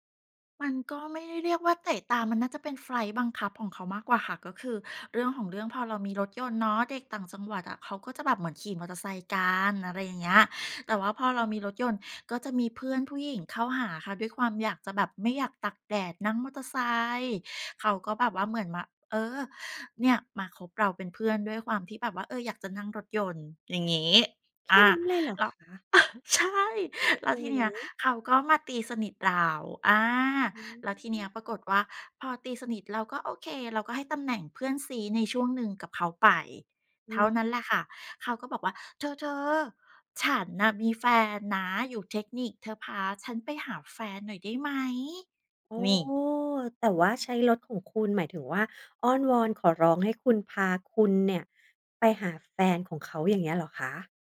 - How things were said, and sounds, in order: laughing while speaking: "เออ"
- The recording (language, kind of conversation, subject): Thai, podcast, เพลงไหนพาให้คิดถึงความรักครั้งแรกบ้าง?
- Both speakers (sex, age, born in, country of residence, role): female, 40-44, Thailand, Thailand, host; female, 55-59, Thailand, Thailand, guest